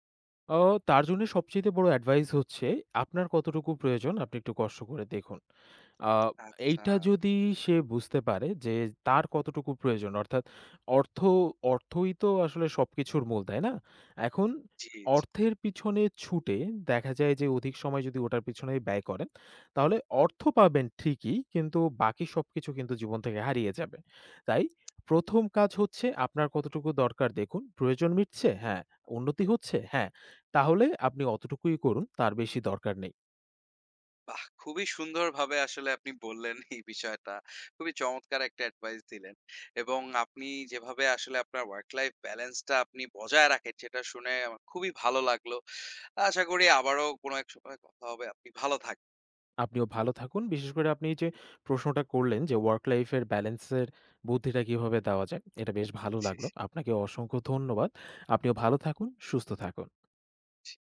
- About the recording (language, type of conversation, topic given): Bengali, podcast, কাজ ও ব্যক্তিগত জীবনের ভারসাম্য বজায় রাখতে আপনি কী করেন?
- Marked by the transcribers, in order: tapping; in English: "ওয়ার্ক লাইফ ব্যালেন্স"; in English: "ওয়ার্ক লাইফ"